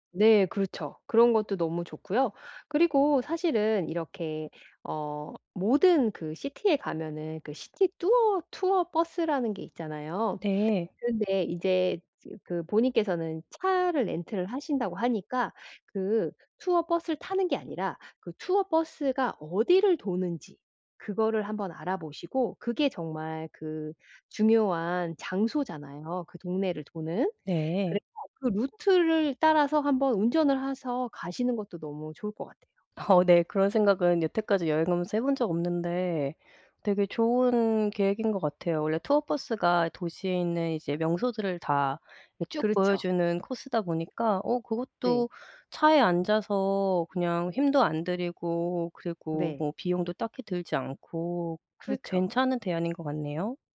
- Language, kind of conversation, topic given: Korean, advice, 적은 예산으로 즐거운 여행을 어떻게 계획할 수 있을까요?
- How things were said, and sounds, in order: in English: "City에"; in English: "City"; "해서" said as "하서"; laughing while speaking: "어"